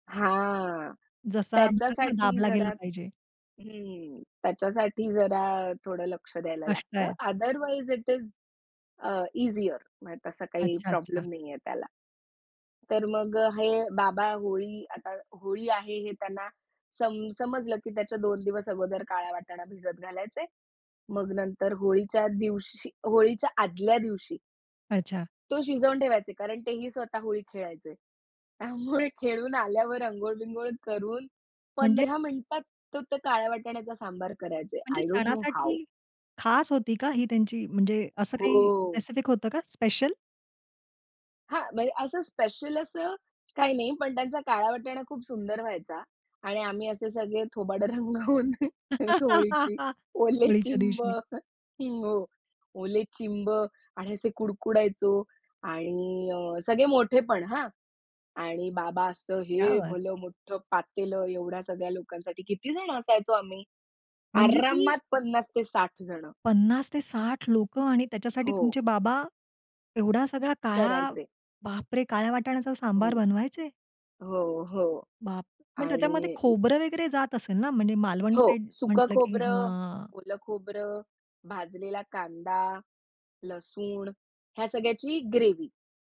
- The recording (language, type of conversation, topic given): Marathi, podcast, अन्नामुळे आठवलेली तुमची एखादी खास कौटुंबिक आठवण सांगाल का?
- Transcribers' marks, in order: drawn out: "हां"; in English: "अदरवाईज इट इस"; in English: "ईझिअर"; "अच्छा" said as "अचा"; laughing while speaking: "त्यामुळे खेळून"; in English: "आय डोंट नो हाऊ"; drawn out: "हो"; in English: "स्पेसिफिक"; laugh; laughing while speaking: "होळीच्या दिवशी"; laughing while speaking: "थोबाडं रंगावून. होळीची ओले चिंब हो"; chuckle; other background noise; laughing while speaking: "क्या बात!"; in Hindi: "क्या बात!"; stressed: "आरामात"; surprised: "पन्नास ते साठ लोकं आणि … वाटाण्याचा सांबार बनवायचे?"; in English: "ग्रेव्ही"